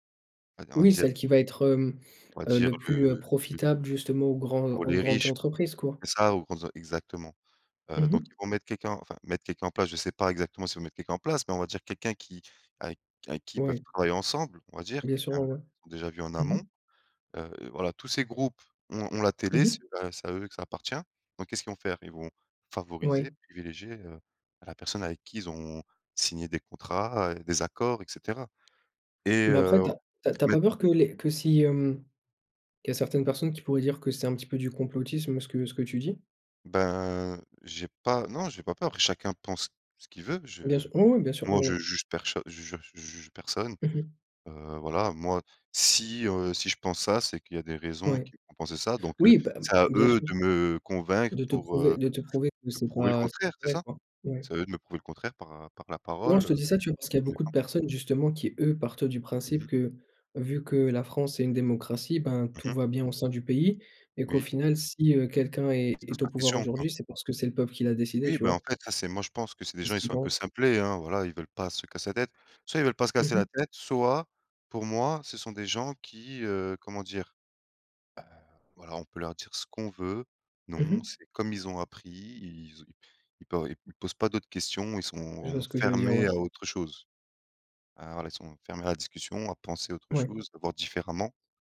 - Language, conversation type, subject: French, unstructured, Que penses-tu de la transparence des responsables politiques aujourd’hui ?
- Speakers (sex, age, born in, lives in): male, 30-34, France, France; male, 30-34, France, France
- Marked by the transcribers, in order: other background noise; "personne" said as "percho"; unintelligible speech; stressed: "soit"